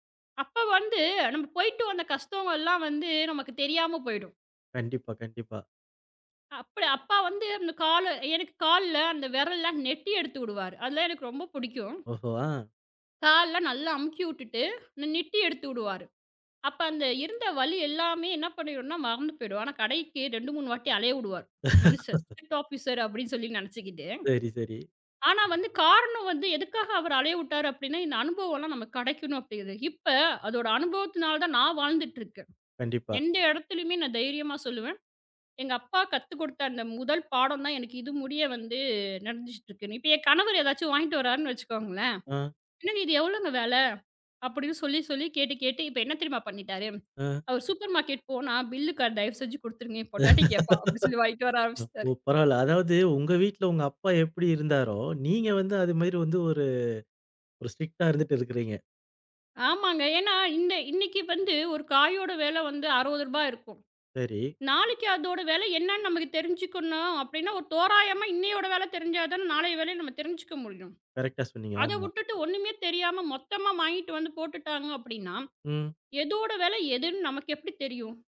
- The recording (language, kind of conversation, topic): Tamil, podcast, குடும்பத்தினர் அன்பையும் கவனத்தையும் எவ்வாறு வெளிப்படுத்துகிறார்கள்?
- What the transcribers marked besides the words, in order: "கஷ்டங்கள்லாம்" said as "கஷ்தங்கள்லாம்"; "விடுவார்" said as "உடுவார்"; laugh; in English: "ஸ்டிரிக்ட் ஆஃபிசர்"; "விட்டார்" said as "உட்டார்"; unintelligible speech; in English: "சூப்பர் மார்கெட்"; in English: "பில்"; laughing while speaking: "அப்படின்னு சொல்லி வாங்கிட்டு வர ஆரம்பிச்சிட்டாரு"; laugh; in English: "ஸ்டிரிக்ட்டா"; in English: "கரெக்டா"